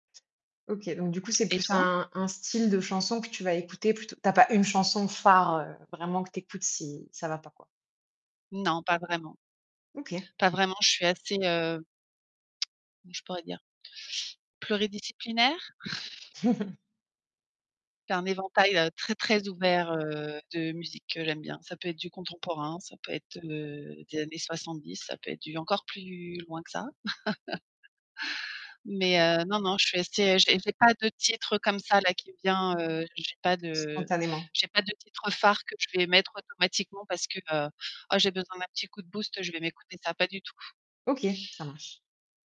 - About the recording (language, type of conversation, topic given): French, unstructured, Comment une chanson peut-elle changer ton humeur ?
- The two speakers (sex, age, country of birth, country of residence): female, 30-34, France, France; female, 50-54, France, France
- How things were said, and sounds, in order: distorted speech; chuckle; chuckle